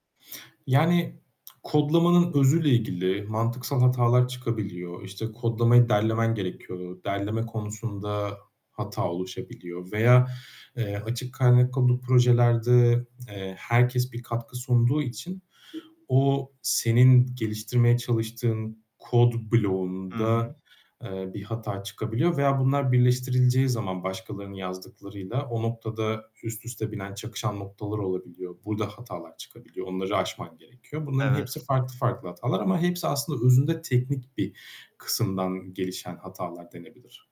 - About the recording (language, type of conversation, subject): Turkish, podcast, İş değiştirme korkusunu nasıl yendin?
- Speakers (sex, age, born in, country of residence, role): male, 25-29, Turkey, Italy, host; male, 35-39, Turkey, Germany, guest
- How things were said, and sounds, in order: static; tapping; other background noise; distorted speech